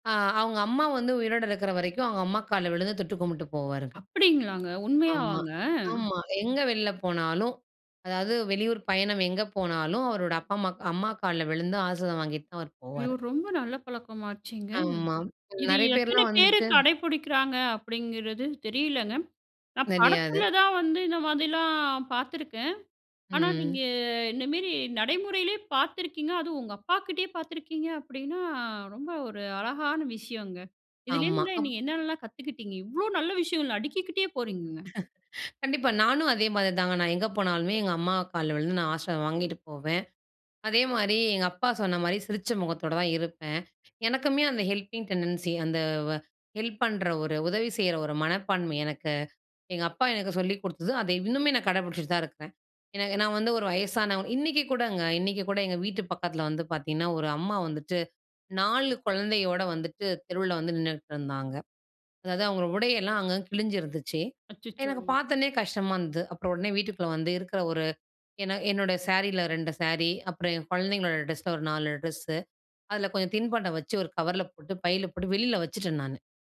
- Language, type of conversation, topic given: Tamil, podcast, ஒரு பாத்திரத்தை உருவாக்கும்போது உங்கள் தனிப்பட்ட ரகசியம் என்ன?
- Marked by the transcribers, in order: other background noise; surprised: "இது எத்தன பேரு கடைப்புடிக்கிறாங்க அப்படிங்கிறது … உங்க அப்பாகிட்டயே பாத்துருக்கீங்க"; "கடைப்பிடிக்கிறாங்க" said as "கடைப்புடிக்கிறாங்க"; chuckle; other noise; in English: "ஹெல்பிங் டெண்டன்சி"; "கடப்பிடிச்சிட்டு" said as "கடப்புடிச்சிட்டு"; sad: "அச்சச்சோ!"; "கவரில" said as "கவர்ல"